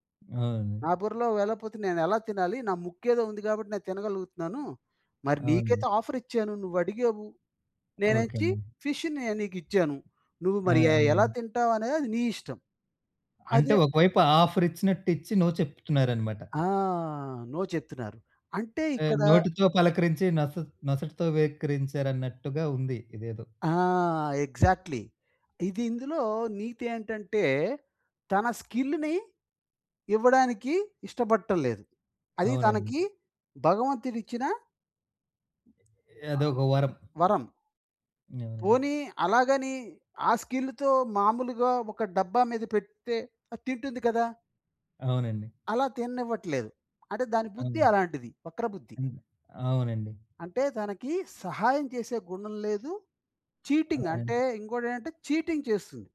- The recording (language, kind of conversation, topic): Telugu, podcast, మీరు కుటుంబ విలువలను కాపాడుకోవడానికి ఏ ఆచరణలను పాటిస్తారు?
- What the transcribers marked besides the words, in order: tapping; in English: "ఫిష్ష్‌నే"; in English: "నో"; in English: "నో"; in English: "ఎగ్జాక్ట్‌లీ"; in English: "స్కిల్ల్‌ని"; other background noise; in English: "చీటింగ్"; in English: "చీటింగ్"